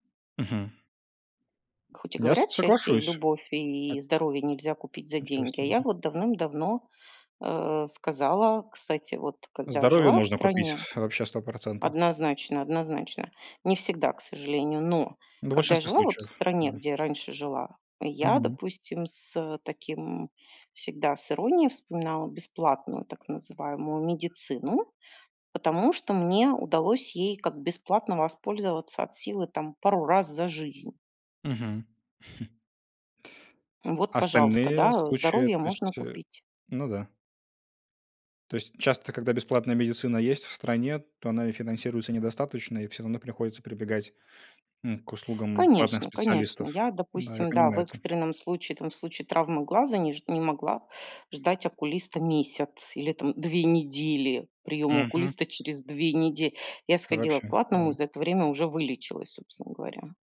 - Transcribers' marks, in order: other background noise; chuckle
- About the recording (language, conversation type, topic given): Russian, unstructured, Почему так много людей испытывают стресс из-за денег?